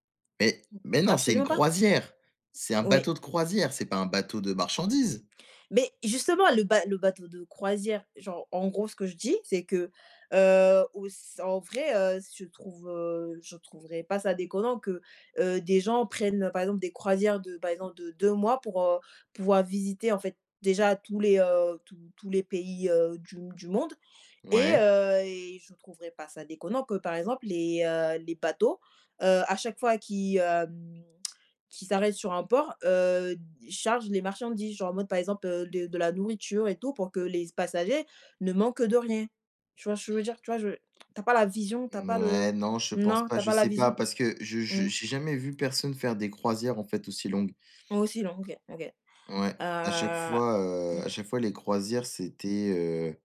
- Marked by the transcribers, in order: stressed: "dis"; other background noise; tapping
- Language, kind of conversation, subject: French, unstructured, Les voyages en croisière sont-ils plus luxueux que les séjours en auberge ?